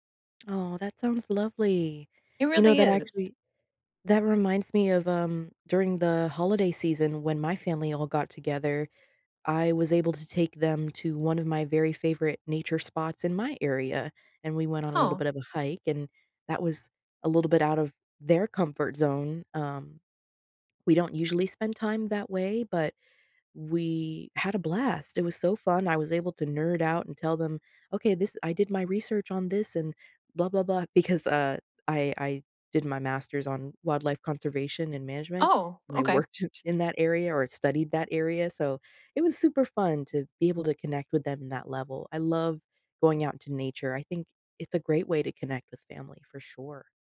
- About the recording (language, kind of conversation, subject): English, unstructured, How do you usually spend time with your family?
- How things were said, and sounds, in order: other background noise